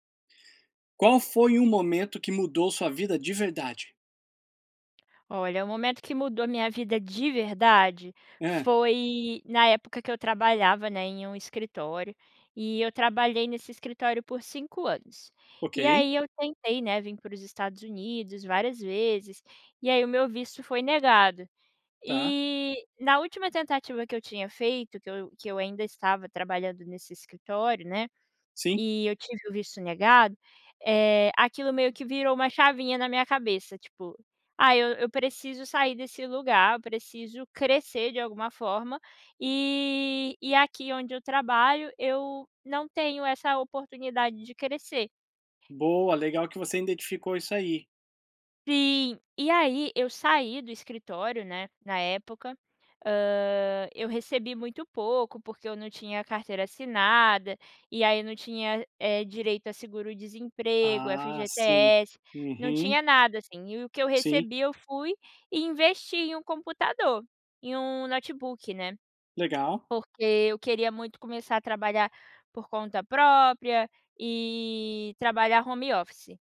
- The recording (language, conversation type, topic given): Portuguese, podcast, Qual foi um momento que realmente mudou a sua vida?
- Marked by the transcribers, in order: none